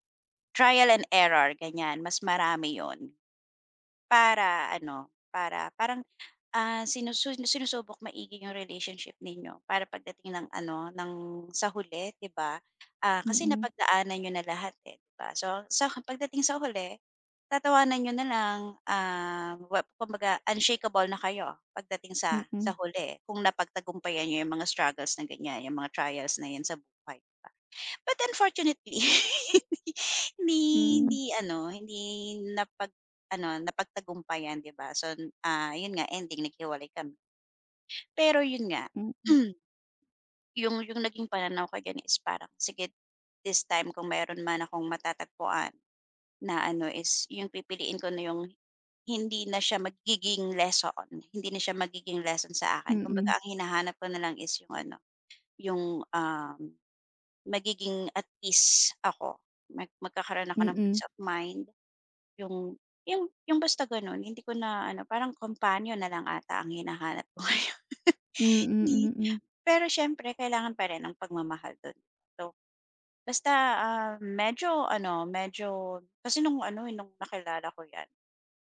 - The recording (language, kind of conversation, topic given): Filipino, podcast, Ano ang nag-udyok sa iyo na baguhin ang pananaw mo tungkol sa pagkabigo?
- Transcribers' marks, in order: in English: "Trial and error"; in English: "unshakeable"; in English: "But unfortunately"; "So" said as "son"; throat clearing; in English: "at ease"; in English: "peace of mind"; laughing while speaking: "hinahanap ko ngayon"